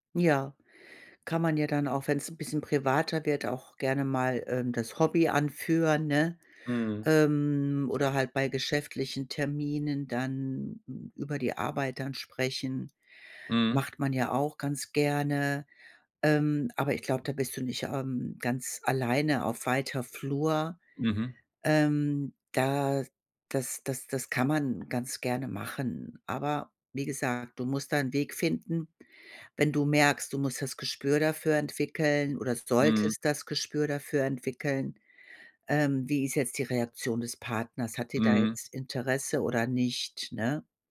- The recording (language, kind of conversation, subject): German, advice, Wie kann ich Gespräche vertiefen, ohne aufdringlich zu wirken?
- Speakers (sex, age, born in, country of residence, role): female, 55-59, Germany, Germany, advisor; male, 45-49, Germany, Germany, user
- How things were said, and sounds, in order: none